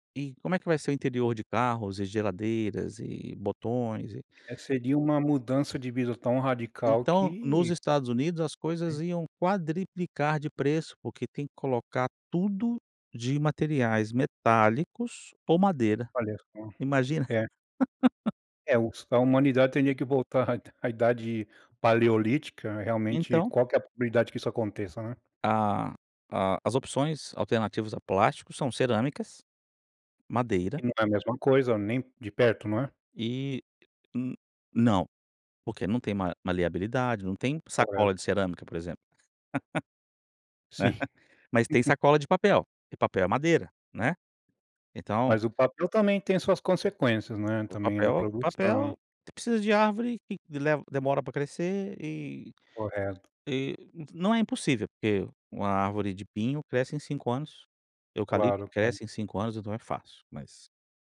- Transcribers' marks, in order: other noise; "quadruplicar" said as "quadriplicar"; laugh; laugh; chuckle
- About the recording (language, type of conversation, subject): Portuguese, podcast, Como o lixo plástico modifica nossos rios e oceanos?